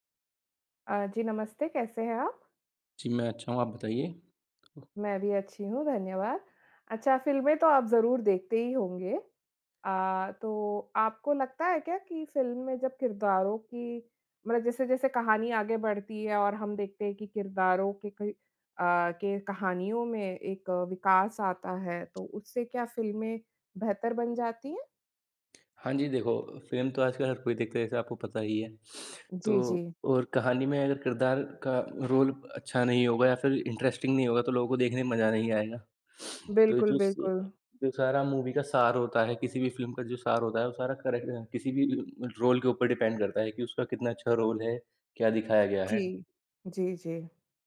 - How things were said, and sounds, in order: tapping; other noise; sniff; in English: "रोल"; in English: "इंटरेस्टिंग"; sniff; in English: "मूवी"; in English: "रोल"; in English: "डिपेंड"; in English: "रोल"; other background noise
- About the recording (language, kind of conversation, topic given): Hindi, unstructured, क्या फिल्म के किरदारों का विकास कहानी को बेहतर बनाता है?